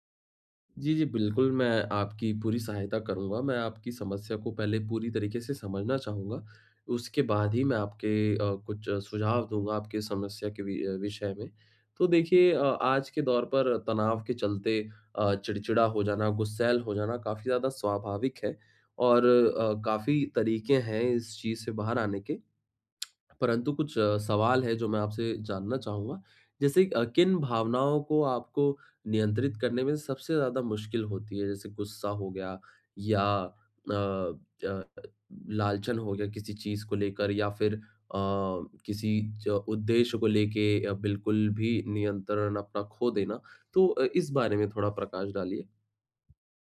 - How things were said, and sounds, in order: tongue click; "लांछन" said as "लालचन"
- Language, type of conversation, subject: Hindi, advice, मैं माइंडफुलनेस की मदद से अपनी तीव्र भावनाओं को कैसे शांत और नियंत्रित कर सकता/सकती हूँ?